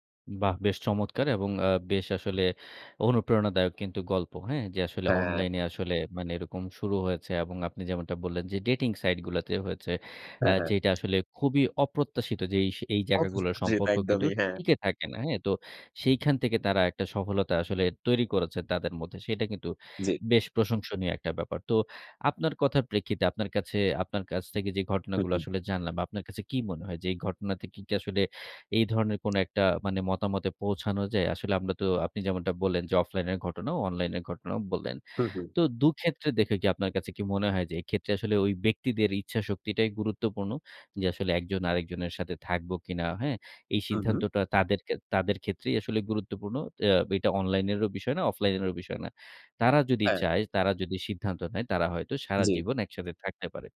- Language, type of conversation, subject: Bengali, podcast, কীভাবে অনলাইনে শুরু হওয়া রোমান্টিক সম্পর্ক বাস্তবে টিকিয়ে রাখা যায়?
- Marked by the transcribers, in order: tapping